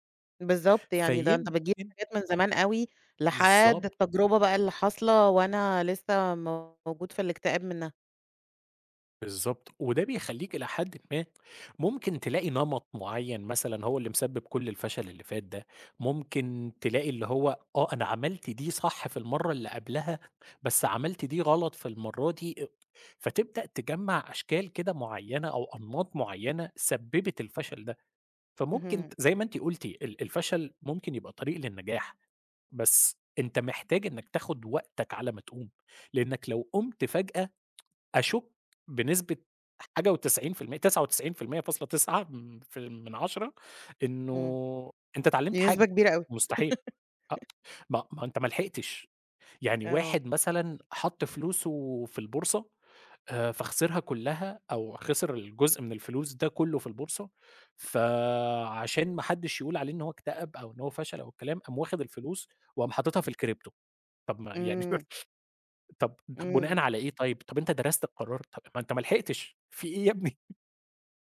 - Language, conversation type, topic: Arabic, podcast, بتشارك فشلك مع الناس؟ ليه أو ليه لأ؟
- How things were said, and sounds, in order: tsk; tsk; laugh; other noise; chuckle; laughing while speaking: "في إيه يا ابني؟!"